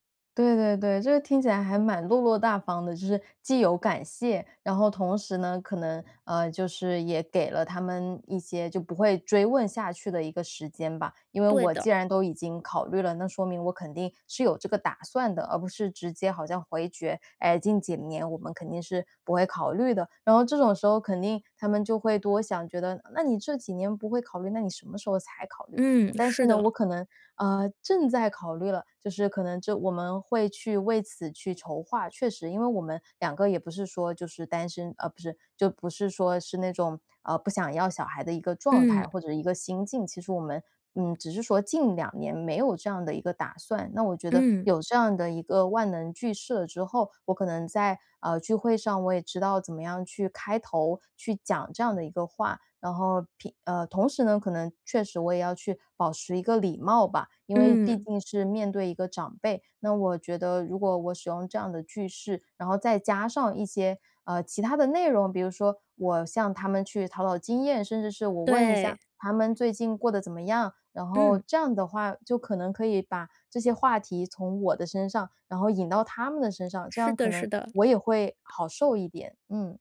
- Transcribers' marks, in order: other background noise; tapping
- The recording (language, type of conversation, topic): Chinese, advice, 聚会中出现尴尬时，我该怎么做才能让气氛更轻松自然？